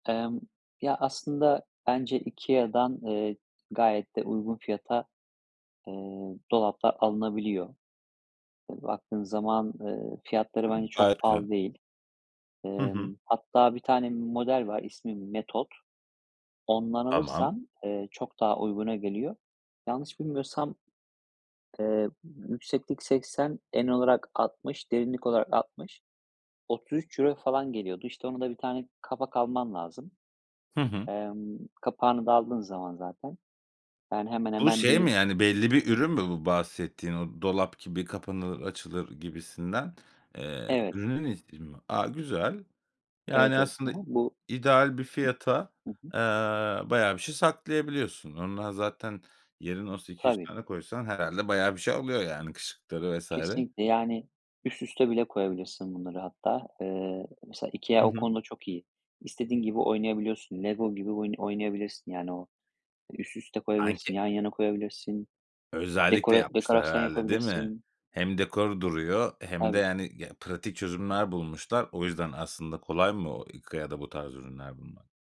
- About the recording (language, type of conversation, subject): Turkish, podcast, Çok amaçlı bir alanı en verimli ve düzenli şekilde nasıl düzenlersin?
- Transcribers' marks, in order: other background noise; unintelligible speech